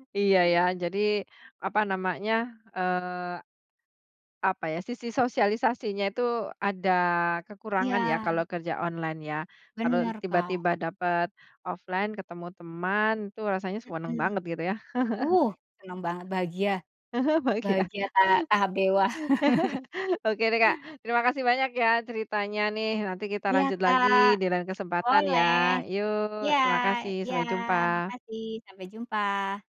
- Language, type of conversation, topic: Indonesian, podcast, Bagaimana cara Anda menjaga hubungan kerja setelah acara selesai?
- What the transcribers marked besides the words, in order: in English: "offline"; "senang" said as "sueneng"; chuckle; laughing while speaking: "Bahagia"; chuckle